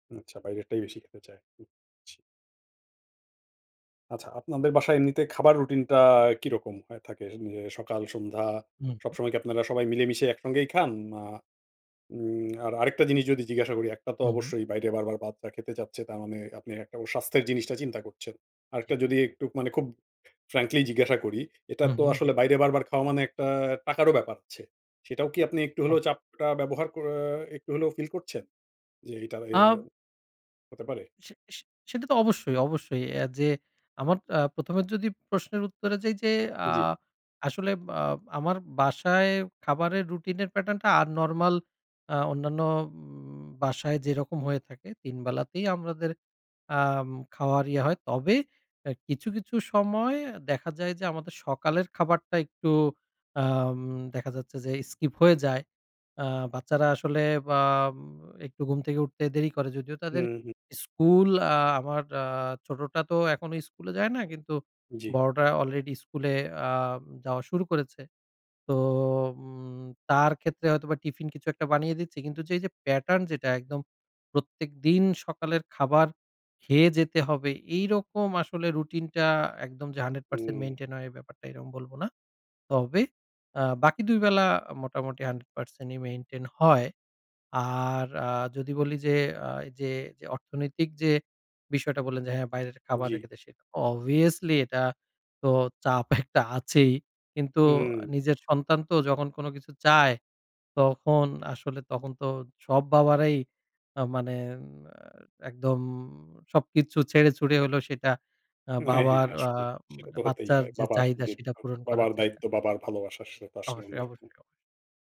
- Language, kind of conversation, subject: Bengali, advice, বাচ্চাদের সামনে স্বাস্থ্যকর খাওয়ার আদর্শ দেখাতে পারছি না, খুব চাপে আছি
- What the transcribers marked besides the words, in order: lip smack; in English: "frankly"; in English: "pattern"; in English: "skip"; in English: "pattern"; stressed: "খেয়ে যেতে হবে"; "এরকম" said as "এইরম"; in English: "obviously"; scoff; unintelligible speech